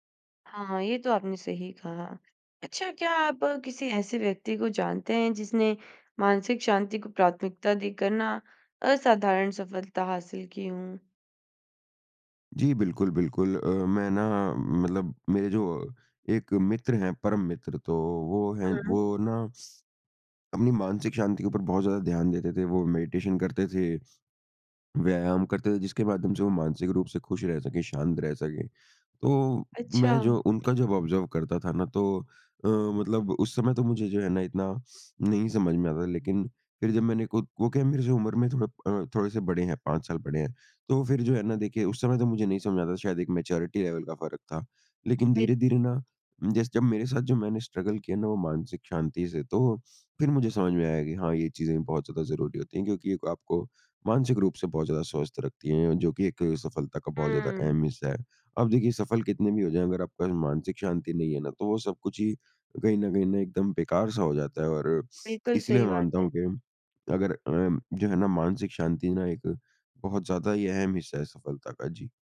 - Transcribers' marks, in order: sniff; in English: "मेडिटेशन"; in English: "ऑब्ज़र्व"; in English: "मैच्योरिटी लेवल"; in English: "स्ट्रगल"; sniff
- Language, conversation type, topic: Hindi, podcast, क्या मानसिक शांति सफलता का एक अहम हिस्सा है?